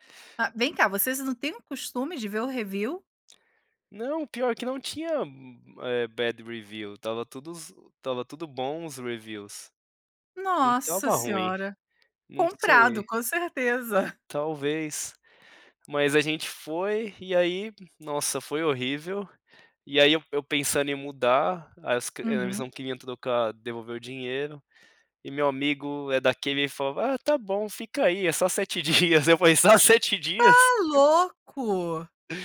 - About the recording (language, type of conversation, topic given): Portuguese, podcast, Me conta sobre uma viagem que despertou sua curiosidade?
- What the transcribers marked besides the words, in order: in English: "review?"; in English: "bad review"; in English: "reviews"; laughing while speaking: "Só sete dias?"; other background noise